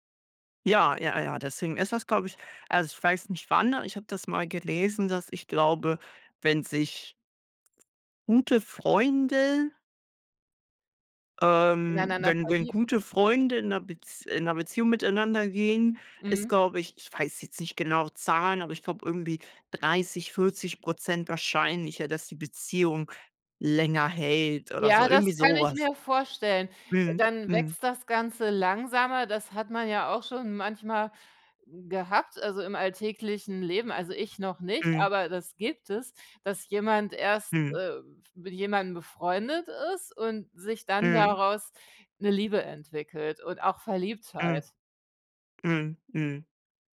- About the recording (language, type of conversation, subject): German, unstructured, Was macht eine Freundschaft langfristig stark?
- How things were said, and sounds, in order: none